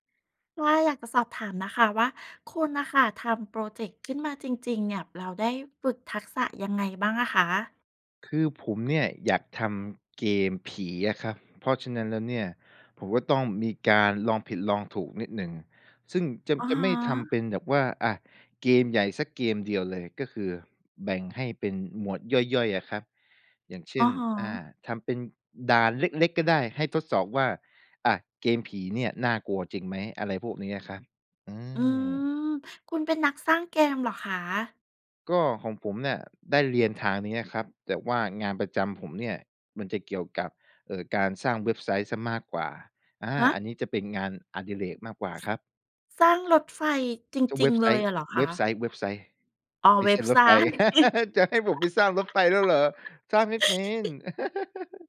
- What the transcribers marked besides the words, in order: laugh; laughing while speaking: "จะให้ผมไปสร้างรถไฟแล้วเหรอ ?"; giggle; laugh
- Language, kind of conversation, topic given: Thai, podcast, คุณทำโปรเจกต์ในโลกจริงเพื่อฝึกทักษะของตัวเองอย่างไร?